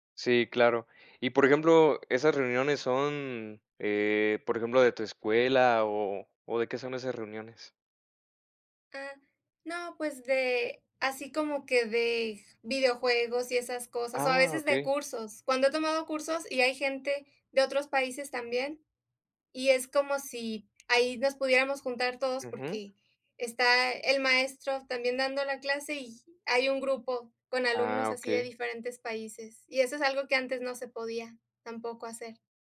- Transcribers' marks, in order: none
- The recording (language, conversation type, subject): Spanish, unstructured, ¿Te sorprende cómo la tecnología conecta a personas de diferentes países?